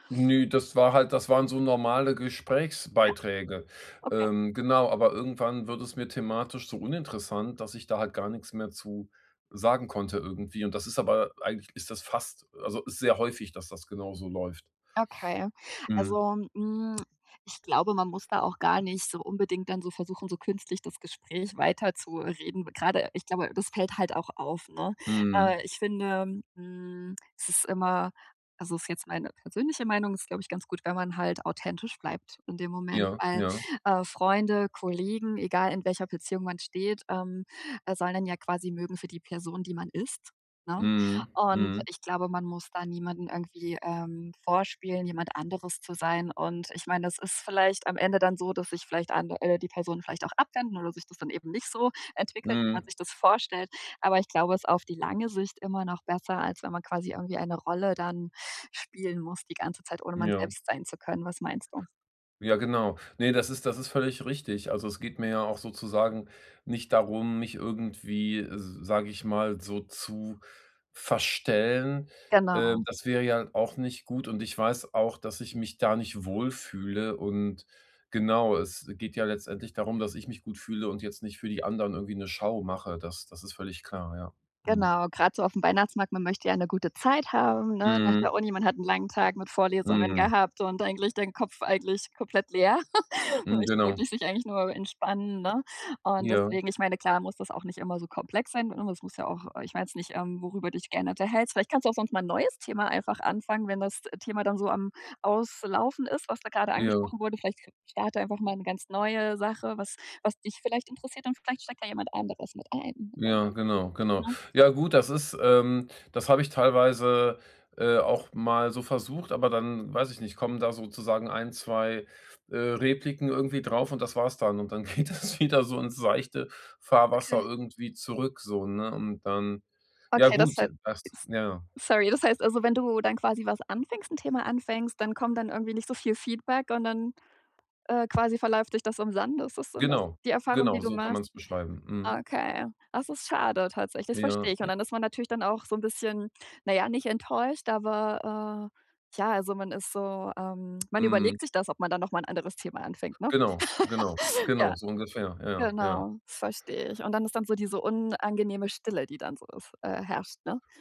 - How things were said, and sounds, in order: giggle; unintelligible speech; other background noise; laughing while speaking: "geht das wieder"; unintelligible speech; laugh
- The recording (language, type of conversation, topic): German, advice, Wie kann ich mich auf Partys wohler fühlen und weniger unsicher sein?